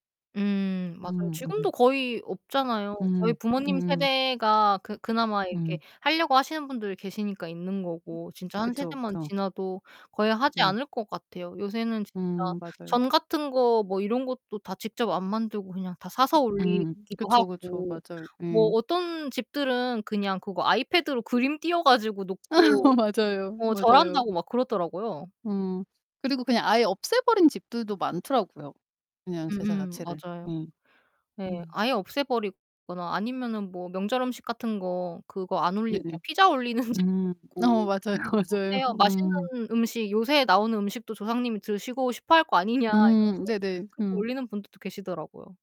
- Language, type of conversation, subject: Korean, unstructured, 한국 명절 때 가장 기억에 남는 풍습은 무엇인가요?
- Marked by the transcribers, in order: distorted speech; other background noise; laugh; tapping; laughing while speaking: "올리는"; laughing while speaking: "맞아요, 맞아요"; laughing while speaking: "아니냐"